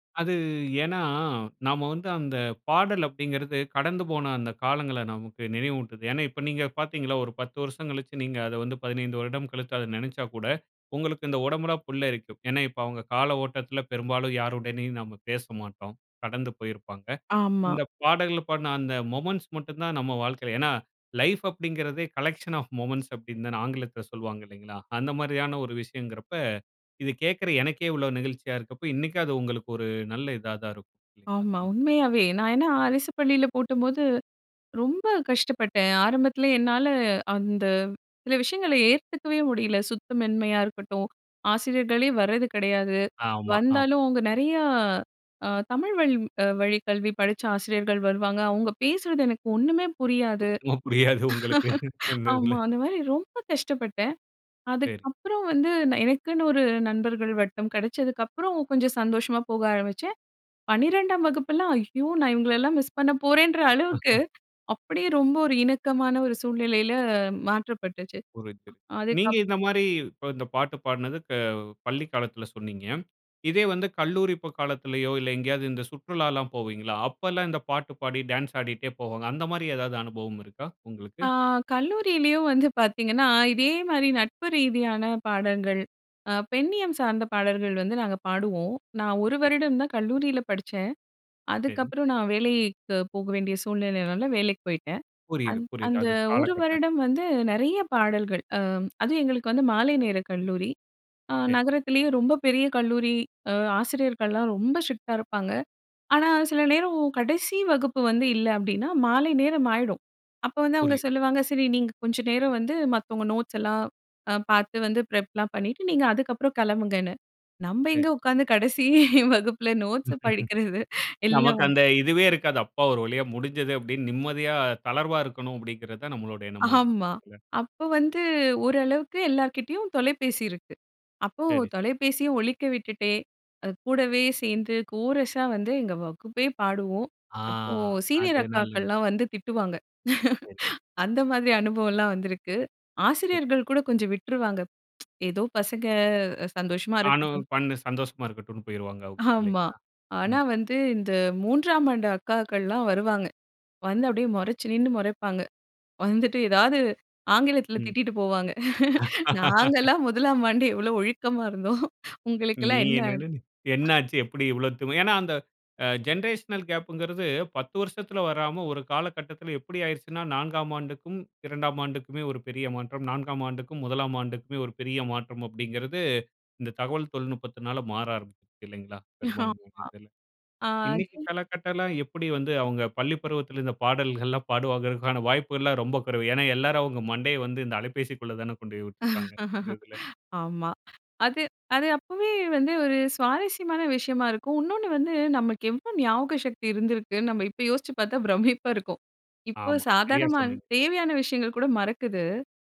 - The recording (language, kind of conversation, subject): Tamil, podcast, நீங்களும் உங்கள் நண்பர்களும் சேர்ந்து எப்போதும் பாடும் பாடல் எது?
- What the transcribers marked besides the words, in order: drawn out: "அது ஏன்னா"; in English: "மொமென்ட்ஸ்"; in English: "கலெக்க்ஷன் ஆஃப் மொமெண்ட்ஸ்"; "போட்டப்போது" said as "போட்டும்போது"; "சுத்தமின்மையா" said as "சுத்தமென்மையா"; drawn out: "நெறையா"; laughing while speaking: "சுத்தமா புரியாது உங்களுக்கு, அந்த இதுல"; laughing while speaking: "ஆமா"; laugh; anticipating: "அந்த மாரி ஏதாவது அனுபவம் இருக்கா, உங்களுக்கு?"; "பாடல்கள்" said as "பாடங்கள்"; drawn out: "வேலைக்கு"; in English: "ஸ்ட்ரிக்ட்டா"; in English: "ப்ரெப்லாம்"; laughing while speaking: "கடைசி வகுப்புல நோட்ஸ படிக்கறது. எல்லா வ"; laugh; laughing while speaking: "ஆமா"; tapping; drawn out: "ஆ"; "நல்லது" said as "நல்லன்"; laughing while speaking: "அந்த மாதிரி அனுபவம் எல்லாம் வந்திருக்கு!"; unintelligible speech; tsk; laughing while speaking: "ஆமா"; laughing while speaking: "நாங்கலாம் முதலாம் ஆண்டு எவ்ளோ ஒழுக்கமா இருந்தோம், உங்களுக்கெல்லாம் என்ன அப்டின்"; laugh; other background noise; in English: "ஜென்ரேஷனல்"; "ஆரம்பிக்குது" said as "ஆரம்"; laughing while speaking: "ஆமா"; unintelligible speech; "பாடுவாங்கங்கிறதுக்கான" said as "பாடுவாங்கிறதுக்கான"; laugh; "இன்னொன்னு" said as "உன்னொன்னு"; laughing while speaking: "பார்த்தா பிரமிப்பா இருக்கும்"